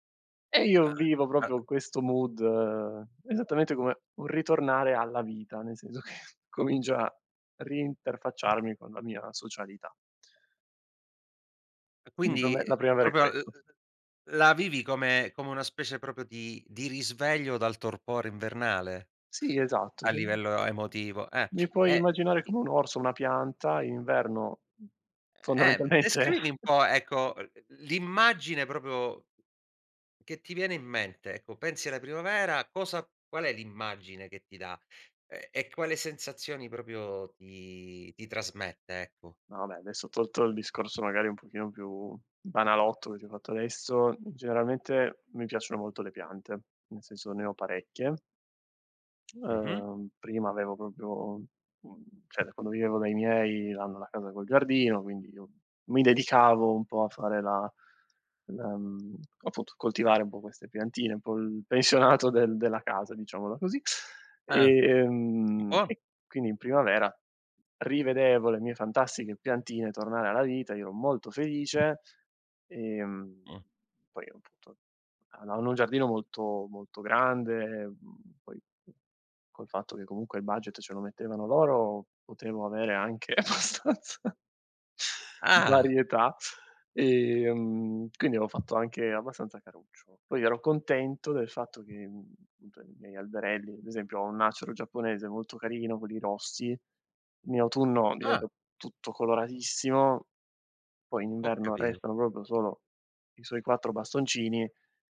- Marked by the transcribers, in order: other noise; "proprio" said as "propio"; in English: "mood"; laughing while speaking: "senso che"; tapping; "proprio" said as "propio"; "questo" said as "queto"; "proprio" said as "propio"; "cioè" said as "ceh"; chuckle; "proprio" said as "propio"; "proprio" said as "propio"; "vabbè" said as "abè"; "proprio" said as "propio"; "cioè" said as "cè"; laughing while speaking: "pensionato"; laughing while speaking: "abbastanza"; "proprio" said as "propio"
- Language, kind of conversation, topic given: Italian, podcast, Come fa la primavera a trasformare i paesaggi e le piante?